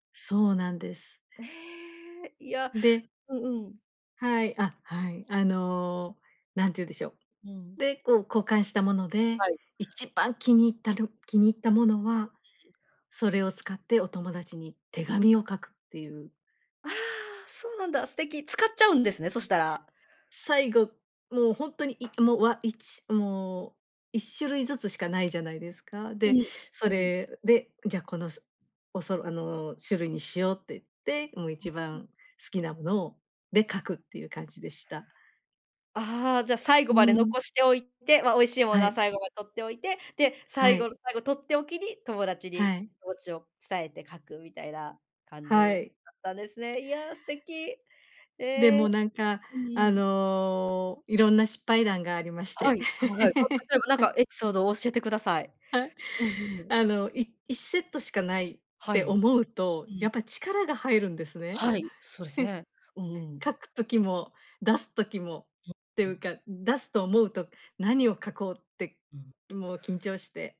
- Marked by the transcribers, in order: other background noise; unintelligible speech; laugh; laugh
- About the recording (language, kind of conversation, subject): Japanese, podcast, 子どもの頃に集めていたものは何ですか？